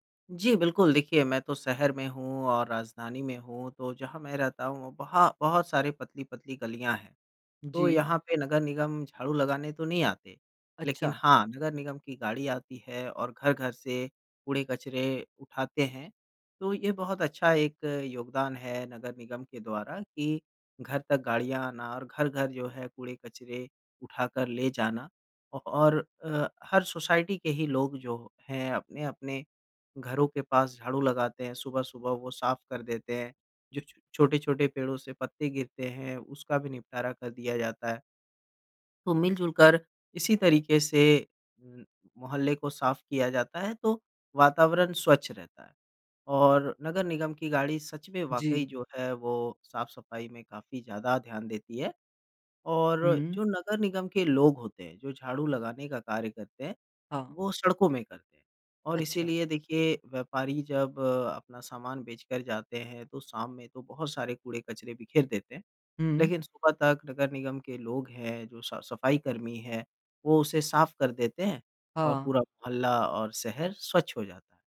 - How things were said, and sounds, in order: in English: "सोसाइटी"
- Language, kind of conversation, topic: Hindi, podcast, कम कचरा बनाने से रोज़मर्रा की ज़िंदगी में क्या बदलाव आएंगे?